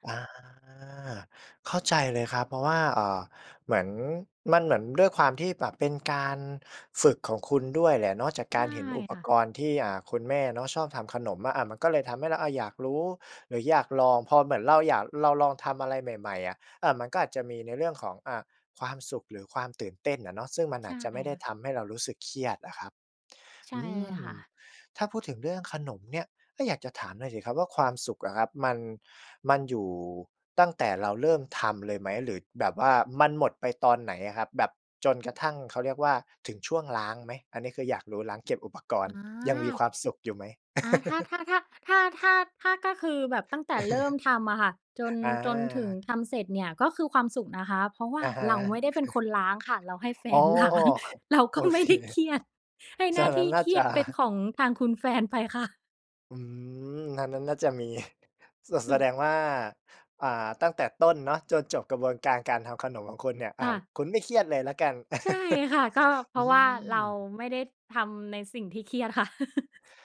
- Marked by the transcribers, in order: laugh; chuckle; chuckle; laughing while speaking: "ล้าง เราก็ไม่ได้เครียด"; laughing while speaking: "โอเค ฉะนั้นน่าจะ"; laughing while speaking: "แฟนไปค่ะ"; chuckle; joyful: "ใช่ค่ะ ก็เพราะว่าเราไม่ได้ทำในสิ่งที่เครียดค่ะ"; chuckle; laugh; other background noise
- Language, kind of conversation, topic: Thai, podcast, เวลาเครียด บ้านช่วยปลอบคุณยังไง?